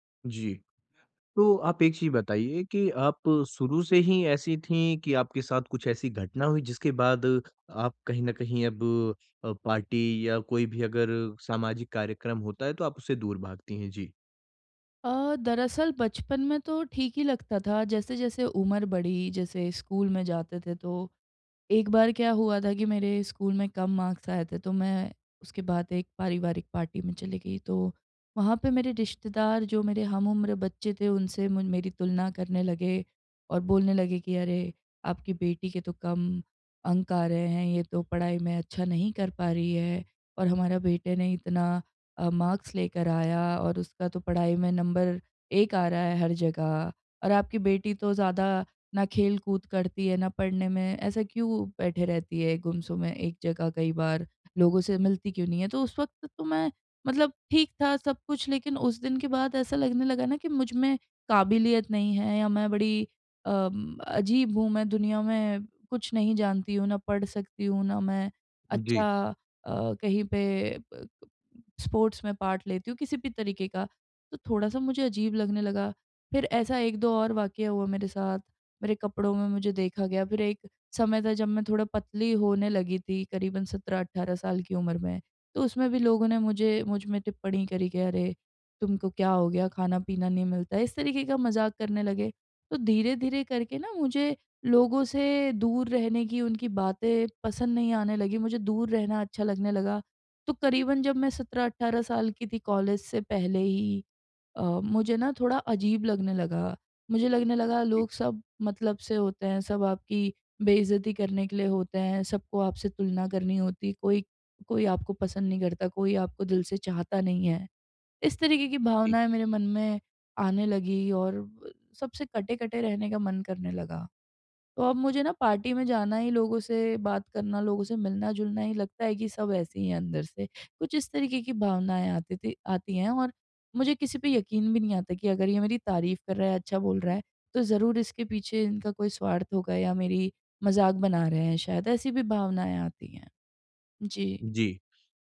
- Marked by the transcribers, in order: in English: "पार्टी"; in English: "मार्क्स"; in English: "पार्टी"; in English: "मार्क्स"; in English: "स्पोर्ट्स"; in English: "पार्ट"; in English: "पार्टी"
- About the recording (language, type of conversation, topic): Hindi, advice, मैं पार्टी में शामिल होने की घबराहट कैसे कम करूँ?
- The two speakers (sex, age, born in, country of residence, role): female, 30-34, India, India, user; male, 20-24, India, India, advisor